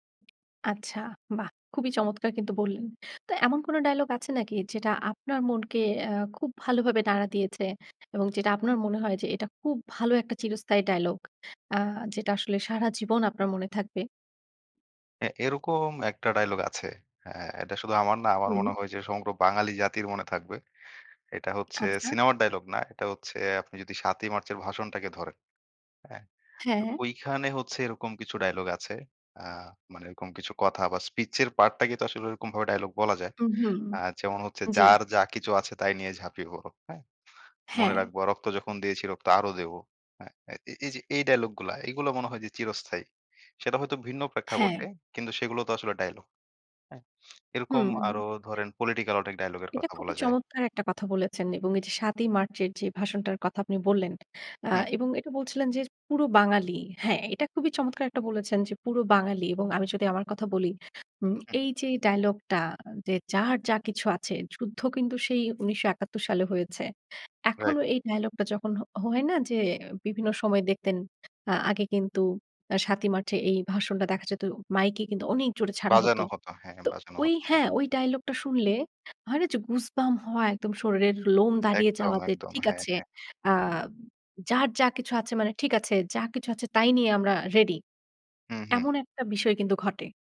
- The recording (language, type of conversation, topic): Bengali, podcast, একটি বিখ্যাত সংলাপ কেন চিরস্থায়ী হয়ে যায় বলে আপনি মনে করেন?
- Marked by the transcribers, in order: in English: "স্পিচ"; in English: "গুজবাম্প"